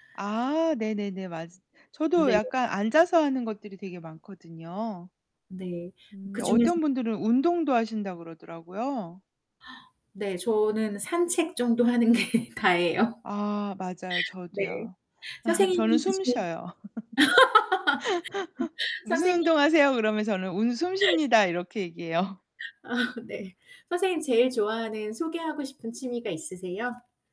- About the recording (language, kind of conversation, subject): Korean, unstructured, 취미를 시작할 때 가장 중요한 것은 무엇일까요?
- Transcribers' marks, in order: distorted speech; other background noise; laughing while speaking: "하는 게"; laugh